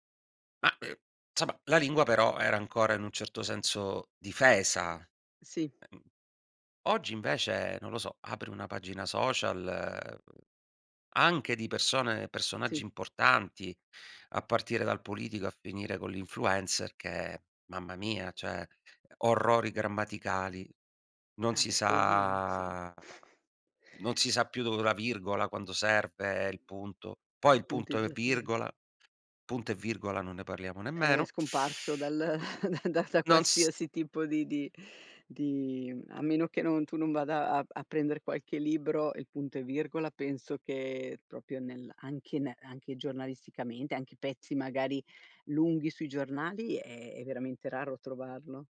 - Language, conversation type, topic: Italian, podcast, Che ruolo ha la lingua nella tua identità?
- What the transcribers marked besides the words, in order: tapping; "cioè" said as "ceh"; drawn out: "sa"; chuckle; other background noise; chuckle; laughing while speaking: "da da"; "proprio" said as "propio"